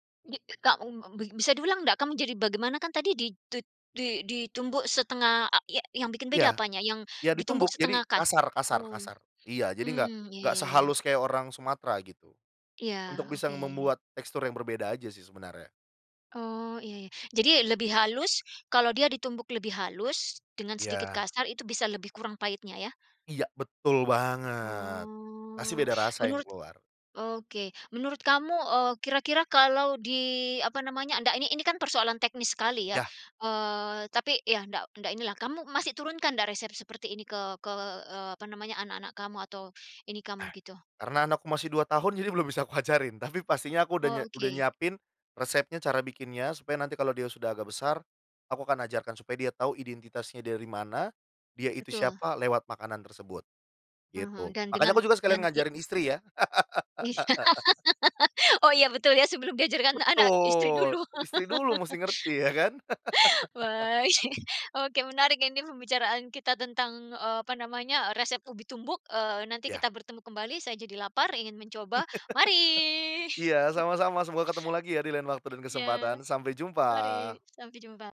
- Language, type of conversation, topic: Indonesian, podcast, Bisa ceritakan tentang makanan keluarga yang resepnya selalu diwariskan dari generasi ke generasi?
- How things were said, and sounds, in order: other background noise; drawn out: "Oh"; laughing while speaking: "Iya"; laugh; laugh; laugh; chuckle